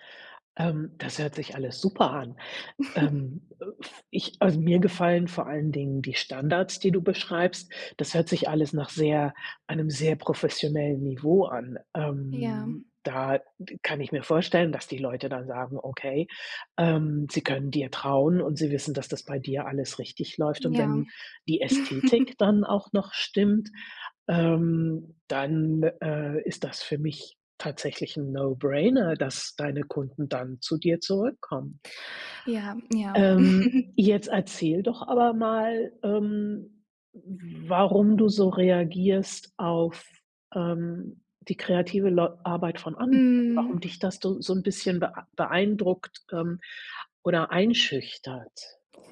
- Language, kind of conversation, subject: German, advice, Wie blockiert der Vergleich mit anderen deine kreative Arbeit?
- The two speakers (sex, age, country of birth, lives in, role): female, 18-19, Germany, Germany, user; female, 60-64, Germany, Italy, advisor
- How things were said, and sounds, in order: chuckle; drawn out: "Ähm"; chuckle; in English: "No-Brainer"; chuckle; other background noise